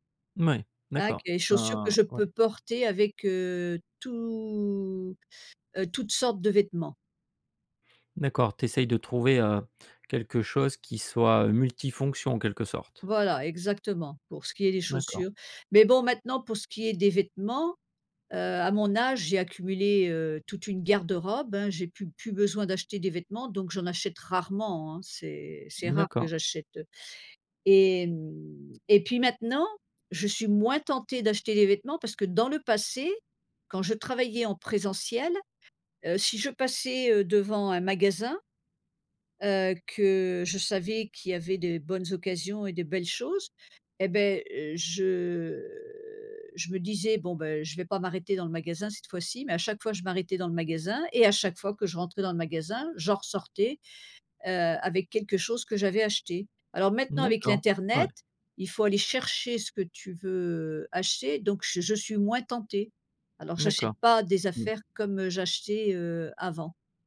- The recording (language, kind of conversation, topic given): French, podcast, Tu t’habilles plutôt pour toi ou pour les autres ?
- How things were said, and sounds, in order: drawn out: "je"